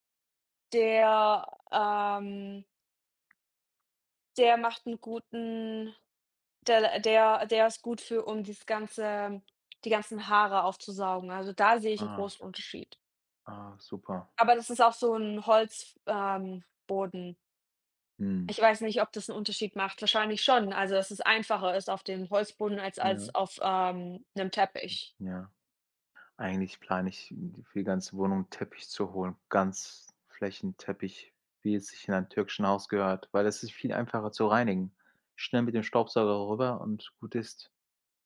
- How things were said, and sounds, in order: none
- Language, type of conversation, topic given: German, unstructured, Welche wissenschaftliche Entdeckung hat dich glücklich gemacht?